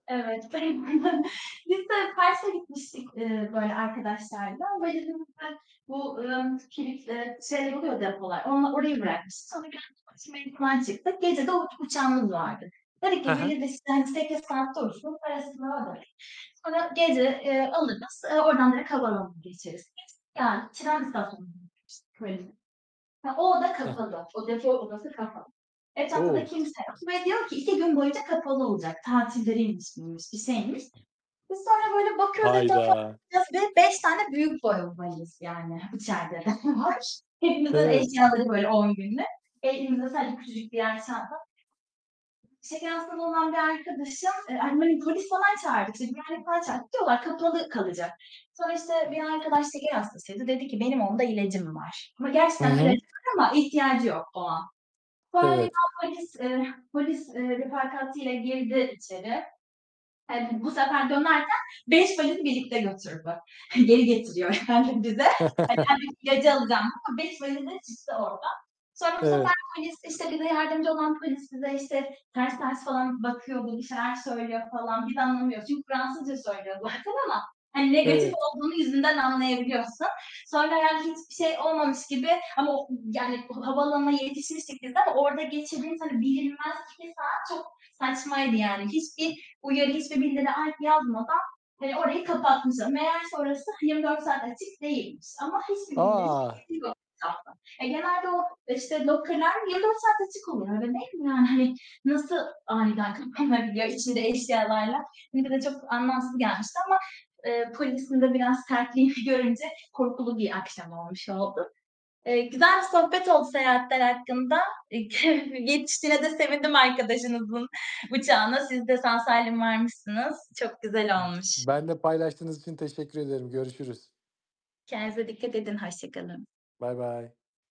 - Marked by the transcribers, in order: other background noise; unintelligible speech; chuckle; tapping; distorted speech; laughing while speaking: "biz"; unintelligible speech; chuckle; laughing while speaking: "var"; laughing while speaking: "yani"; laugh; laughing while speaking: "zaten"; static; unintelligible speech; in English: "locker'lar"; laughing while speaking: "kapanabiliyor"; laughing while speaking: "sertliğini"; chuckle
- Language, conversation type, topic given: Turkish, unstructured, En sürpriz dolu seyahat deneyiminiz neydi?